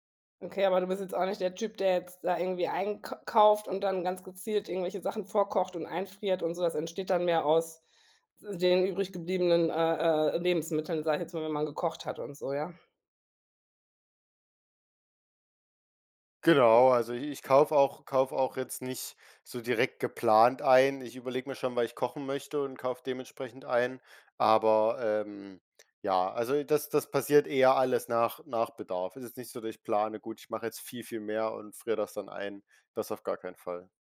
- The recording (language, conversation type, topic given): German, podcast, Wie kann man Lebensmittelverschwendung sinnvoll reduzieren?
- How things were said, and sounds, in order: other background noise